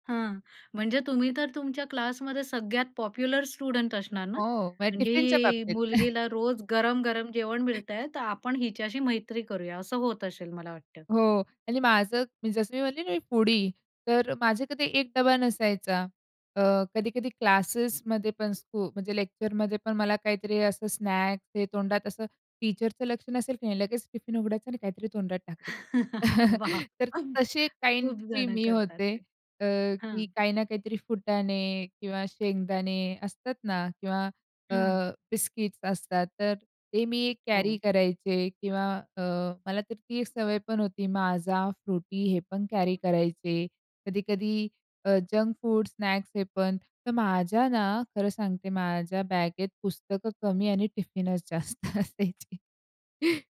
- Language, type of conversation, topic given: Marathi, podcast, शाळेतील डब्यातल्या खाण्यापिण्याच्या आठवणींनी तुमची ओळख कशी घडवली?
- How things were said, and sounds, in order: in English: "पॉप्युलर स्टुडंट"; chuckle; in English: "फूडी"; in English: "लेक्चरमध्ये"; in English: "स्नॅक्स"; in English: "टीचरचं"; chuckle; laughing while speaking: "वाह! खूप जण करतात ते"; chuckle; in English: "काइंडची"; in English: "कॅरी"; in English: "कॅरी"; in English: "जंक फूड, स्नॅक्स"; laughing while speaking: "जास्त असायची"; chuckle